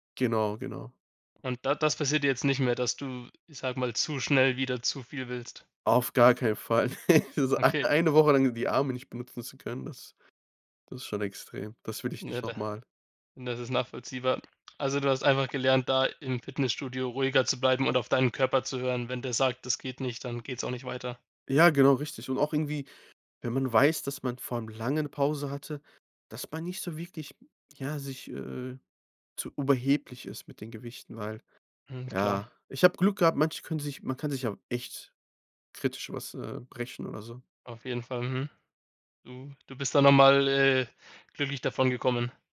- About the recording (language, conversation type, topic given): German, podcast, Welche Rolle spielen Fehler in deinem Lernprozess?
- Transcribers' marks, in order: other background noise; laugh; laughing while speaking: "So ei eine"